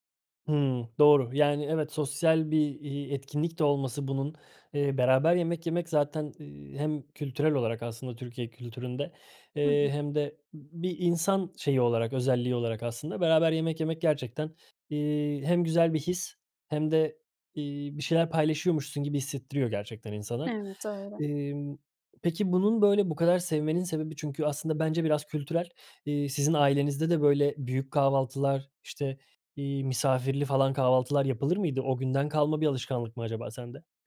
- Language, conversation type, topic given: Turkish, podcast, Kahvaltı senin için nasıl bir ritüel, anlatır mısın?
- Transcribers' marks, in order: none